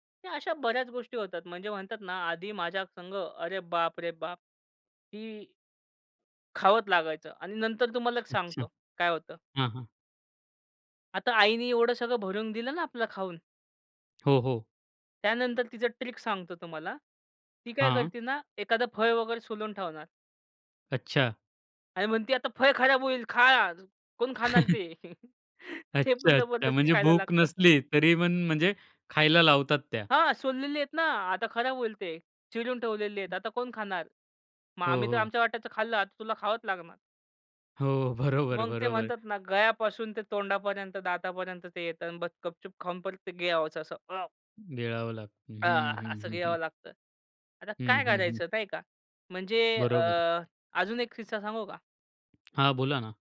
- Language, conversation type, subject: Marathi, podcast, भूक नसतानाही तुम्ही कधी काही खाल्लंय का?
- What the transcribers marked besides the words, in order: "खावचं" said as "खावत"; laughing while speaking: "अच्छा"; other background noise; in English: "ट्रिक"; chuckle; laughing while speaking: "अच्छा, अच्छा. म्हणजे भूक नसली तरी पण म्हणजे खायला लावतात त्या"; laughing while speaking: "ते पण जबरदस्ती खायला लागतं"; laughing while speaking: "बरोबर, बरोबर"; tapping